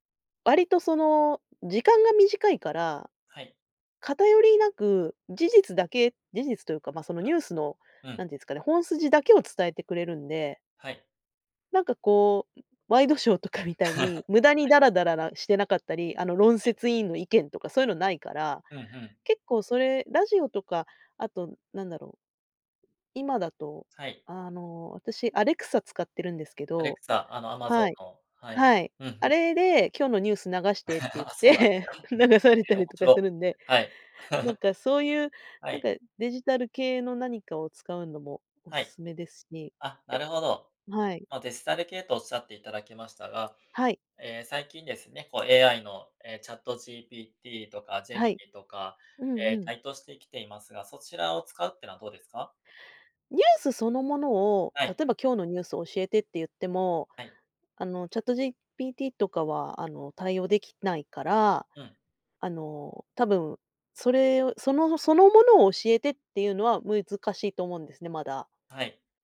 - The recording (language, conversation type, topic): Japanese, podcast, 普段、情報源の信頼性をどのように判断していますか？
- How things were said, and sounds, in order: laugh; laugh; laughing while speaking: "言って、流されたり"; laugh